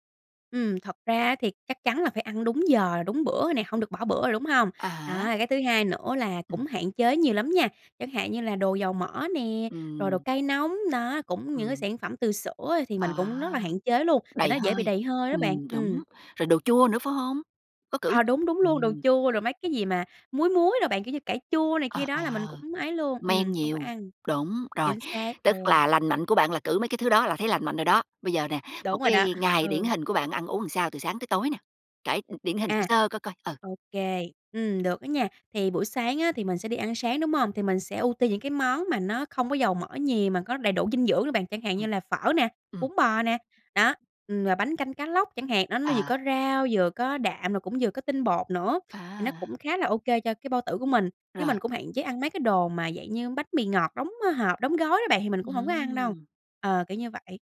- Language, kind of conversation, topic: Vietnamese, podcast, Bạn giữ thói quen ăn uống lành mạnh bằng cách nào?
- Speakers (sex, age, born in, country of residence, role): female, 30-34, Vietnam, Vietnam, guest; female, 45-49, Vietnam, United States, host
- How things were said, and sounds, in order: tapping; other noise